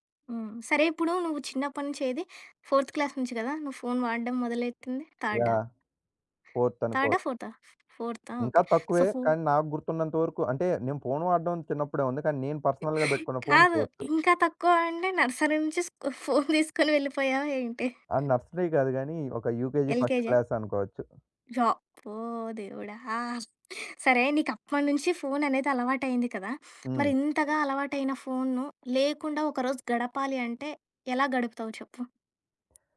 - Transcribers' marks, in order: in English: "ఫోర్త్ క్లాస్"; in English: "ఫోర్త్"; in English: "సో"; other background noise; in English: "పర్సనల్‌గా"; giggle; in English: "ఫోర్తు"; in English: "నర్సరీ"; giggle; in English: "నర్సరీ"; in English: "యూకేజీ, ఫస్ట్ క్లాస్"; tapping
- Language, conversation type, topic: Telugu, podcast, ఫోన్ లేకుండా ఒకరోజు మీరు ఎలా గడుపుతారు?